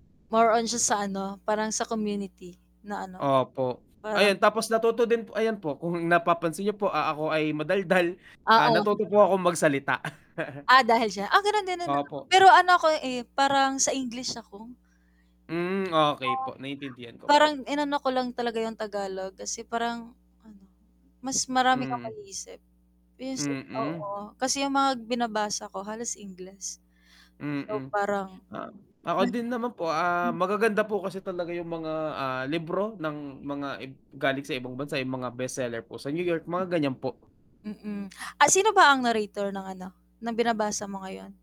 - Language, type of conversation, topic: Filipino, unstructured, Alin ang mas gusto mo: magbasa ng libro o manood ng pelikula?
- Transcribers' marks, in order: mechanical hum; chuckle; distorted speech; lip smack